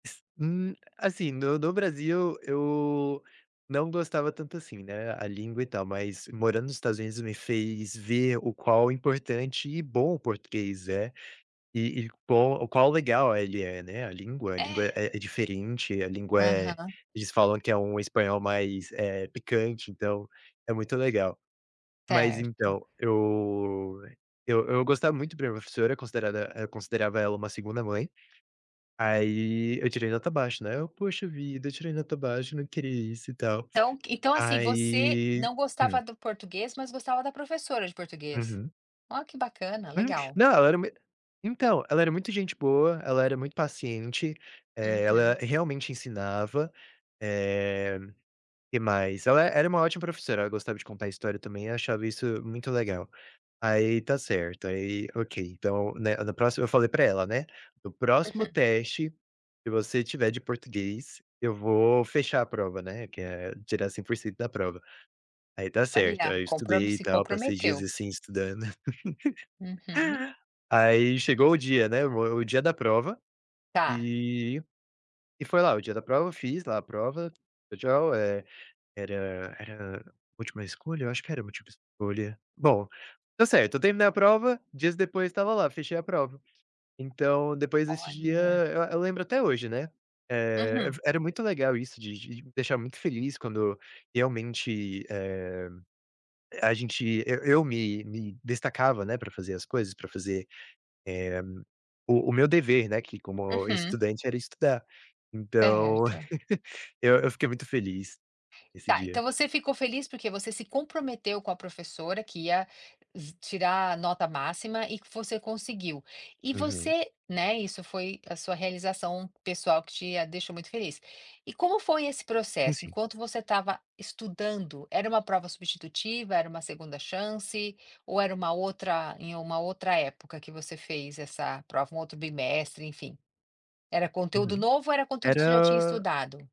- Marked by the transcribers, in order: tapping; laugh; chuckle
- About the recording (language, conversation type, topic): Portuguese, podcast, Qual foi um momento em que aprender algo novo te deixou feliz?